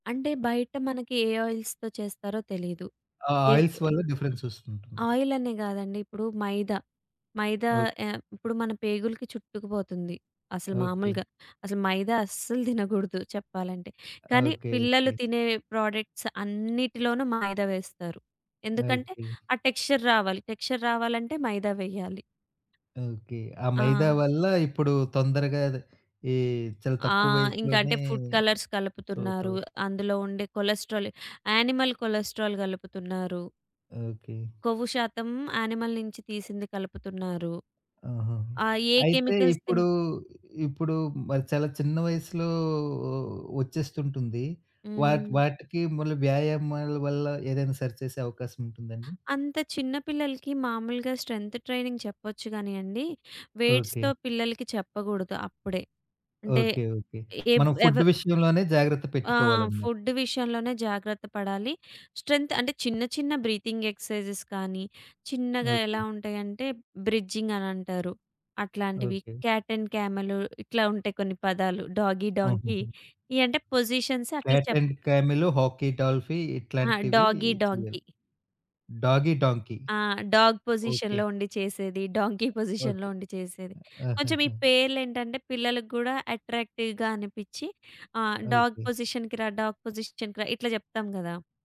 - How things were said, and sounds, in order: in English: "ఆయిల్స్‌తో"; in English: "ఆయిల్స్"; in English: "డిఫరెన్స్"; horn; in English: "ప్రోడక్ట్స్"; in English: "టెక్స్చర్"; in English: "టెక్స్చర్"; in English: "ఫుడ్ కలర్స్"; in English: "కొలెస్టెరాల్ యానిమల్ కొలెస్టెరాల్"; in English: "యానిమల్"; in English: "కెమికల్స్"; in English: "స్ట్రెంత్ ట్రైనింగ్"; in English: "వెయిట్స్‌తో"; in English: "ఫుడ్"; in English: "ఫుడ్"; in English: "స్ట్రెంత్"; in English: "బ్రీతింగ్ ఎక్సర్సైజెస్"; in English: "బ్రిడ్జింగ్"; in English: "కాట్ అండ్ కామెల్"; in English: "డాగీ డాంకీ"; in English: "పొజిషన్స్"; in English: "కాట్ అండ్ కామల్, హాకీ డాల్ఫీ"; in English: "డాగీ డాంకీ"; in English: "డాగీ డాంకీ"; in English: "డాగ్ పొజిషన్‌లో"; in English: "డాంకీ పొజిషన్‌లో"; in English: "అట్రాక్టివ్‌గా"; in English: "డాగ్ పొజిషన్‌కి‌రా, డాగ్ పొజిషన్‌కి‌రా"
- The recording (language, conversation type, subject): Telugu, podcast, వ్యాయామాన్ని మీరు ఎలా మొదలెట్టారు?